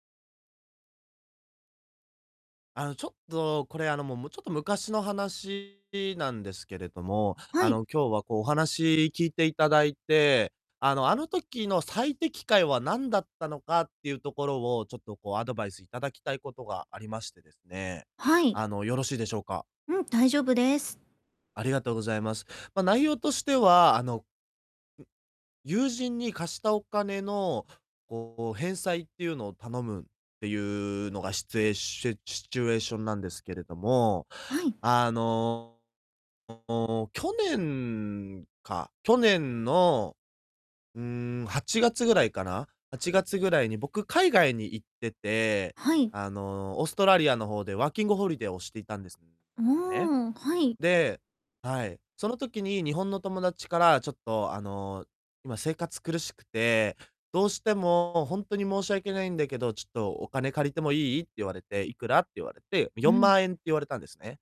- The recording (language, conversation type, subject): Japanese, advice, 友人に貸したお金を返してもらうには、どのように返済をお願いすればよいですか？
- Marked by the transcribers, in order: distorted speech